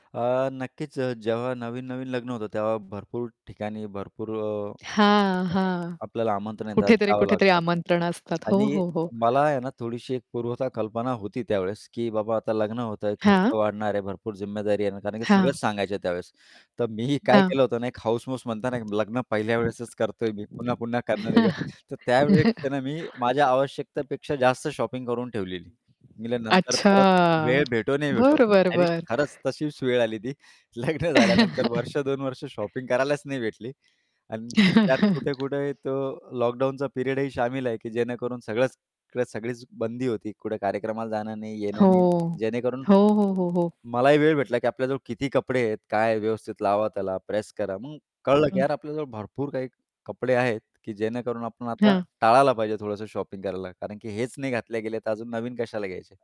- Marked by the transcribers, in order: static; unintelligible speech; distorted speech; tapping; other background noise; laughing while speaking: "मी काय केलं"; chuckle; in English: "शॉपिंग"; laughing while speaking: "लग्न झाल्यानंतर वर्ष दोन वर्ष शॉपिंग करायलाच नाही भेटली"; chuckle; in English: "शॉपिंग"; chuckle; in English: "शॉपिंग"
- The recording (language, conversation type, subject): Marathi, podcast, कमी खरेदी करण्याची सवय तुम्ही कशी लावली?